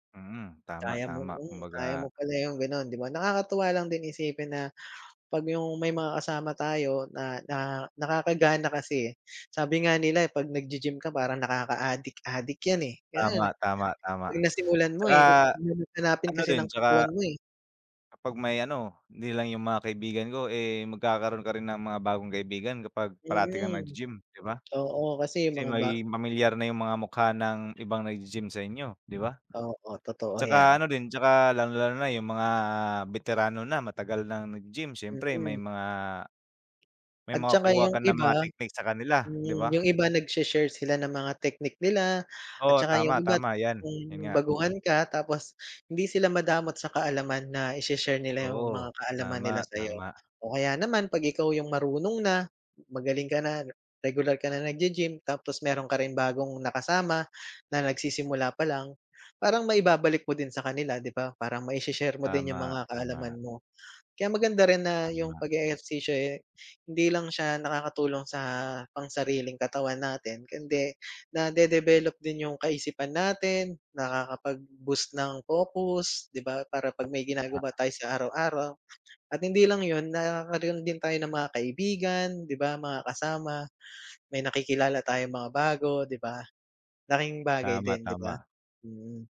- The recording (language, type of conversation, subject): Filipino, unstructured, Paano mo pinananatili ang disiplina sa regular na pag-eehersisyo?
- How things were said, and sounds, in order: tapping